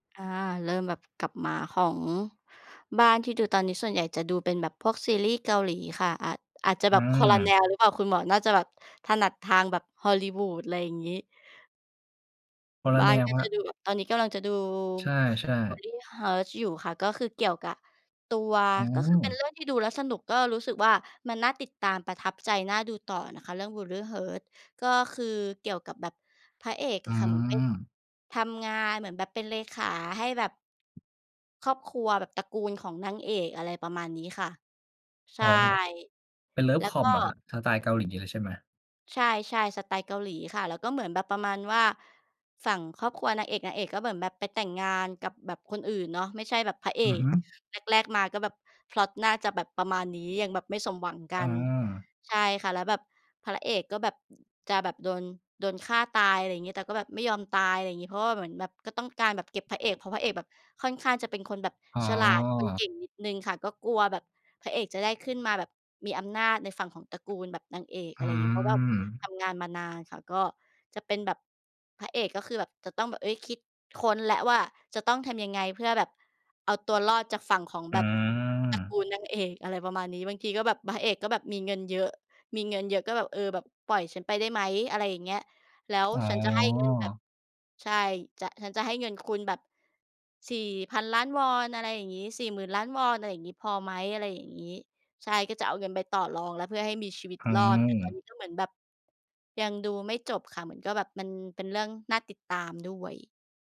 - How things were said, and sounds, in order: tapping
- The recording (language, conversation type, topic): Thai, unstructured, คุณชอบดูหนังหรือซีรีส์แนวไหนมากที่สุด?